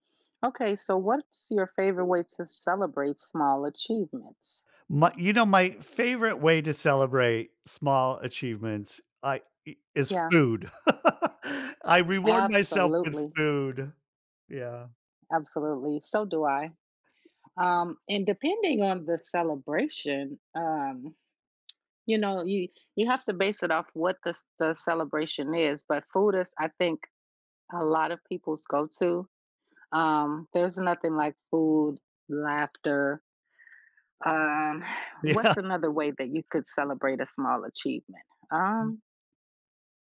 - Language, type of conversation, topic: English, unstructured, Why is it important to recognize and celebrate small successes in everyday life?
- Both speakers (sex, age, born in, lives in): female, 50-54, United States, United States; male, 55-59, United States, United States
- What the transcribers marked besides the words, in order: laugh; tapping; laughing while speaking: "Yeah"